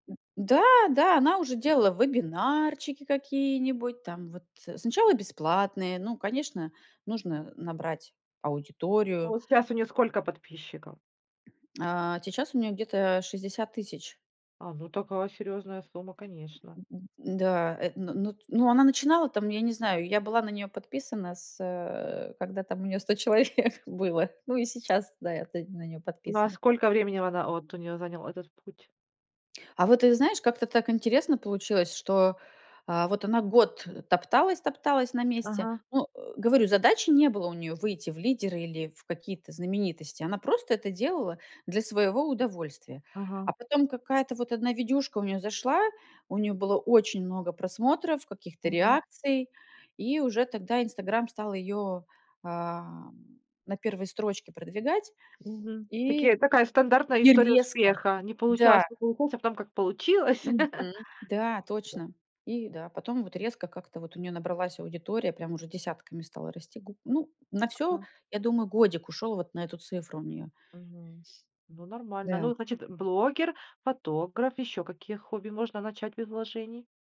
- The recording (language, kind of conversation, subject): Russian, podcast, Какие хобби можно начать без больших вложений?
- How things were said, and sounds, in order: tapping; other background noise; laughing while speaking: "человек"; stressed: "резко"; chuckle